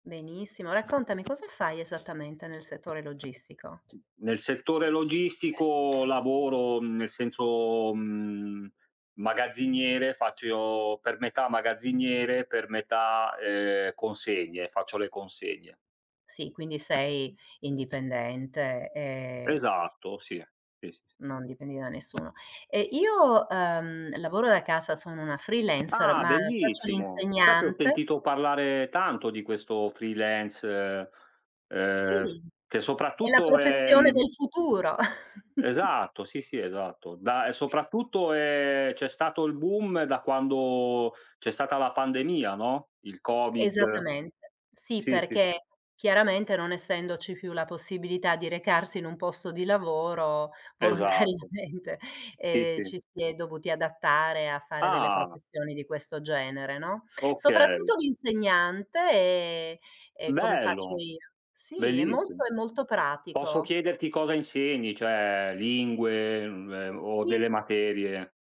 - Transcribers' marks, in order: other background noise; tapping; background speech; in English: "freelancer"; in English: "freelance"; chuckle; laughing while speaking: "volontariamente"; "cioè" said as "ceh"
- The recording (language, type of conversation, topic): Italian, unstructured, Qual è la tua opinione sul lavoro da remoto dopo la pandemia?